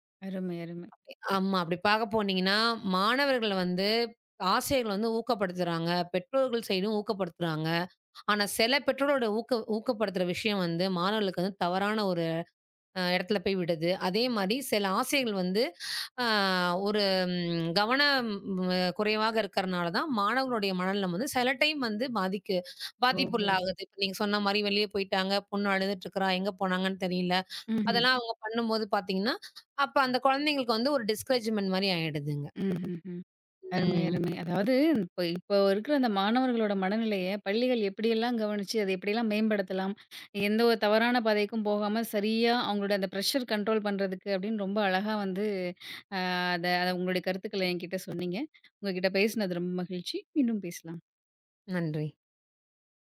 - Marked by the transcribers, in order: unintelligible speech; in English: "சைடும்"; "ஆசிரியர்கள்" said as "ஆசைகள்"; drawn out: "ஒரு"; in English: "டைம்"; in English: "டிஸ்கரேஜ்மென்ட்"; other background noise; in English: "பிரஷர் கன்ட்ரோல்"
- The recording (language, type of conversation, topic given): Tamil, podcast, மாணவர்களின் மனநலத்தைக் கவனிப்பதில் பள்ளிகளின் பங்கு என்ன?